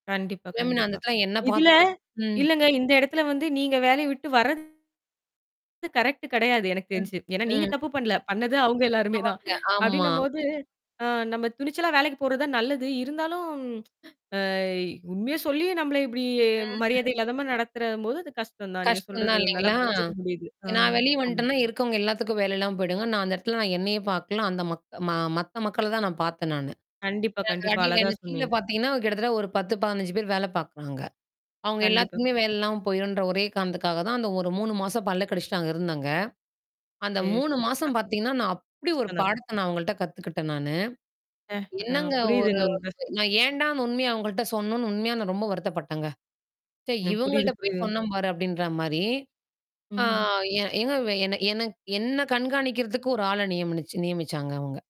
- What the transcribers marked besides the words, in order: static; distorted speech; in English: "கரெக்ட்"; laughing while speaking: "அவங்க எல்லாருமே தான்"; tapping; drawn out: "ம்"; other background noise; other noise; drawn out: "ஆ"
- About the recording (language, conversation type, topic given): Tamil, podcast, உண்மையைச் சொன்ன பிறகு நீங்கள் எப்போதாவது வருந்தியுள்ளீர்களா?